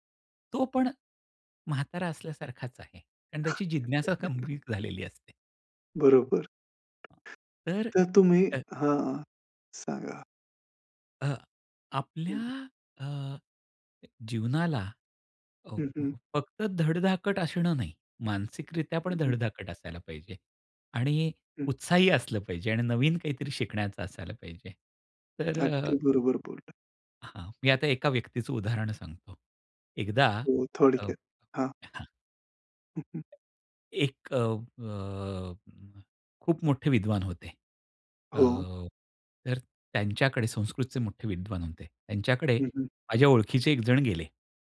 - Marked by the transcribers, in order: chuckle; other background noise; tapping
- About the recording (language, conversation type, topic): Marathi, podcast, तुमची जिज्ञासा कायम जागृत कशी ठेवता?